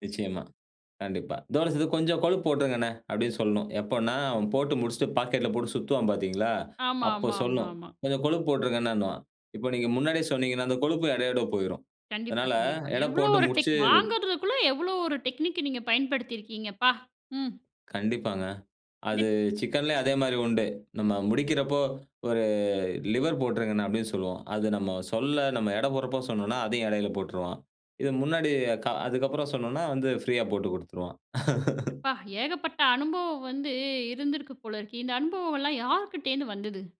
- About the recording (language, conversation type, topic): Tamil, podcast, முதலில் நினைவுக்கு வரும் சுவை அனுபவம் எது?
- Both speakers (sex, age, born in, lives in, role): female, 35-39, India, India, host; male, 35-39, India, Finland, guest
- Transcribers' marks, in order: other background noise; in English: "டெக்னிக்"; surprised: "நீங்க பயன்படுத்தியிருக்கீங்கப்பா!"; other noise; surprised: "அப்பா! ஏகப்பட்ட அனுபவம் வந்து இருந்திருக்கு போல இருக்கு"; laugh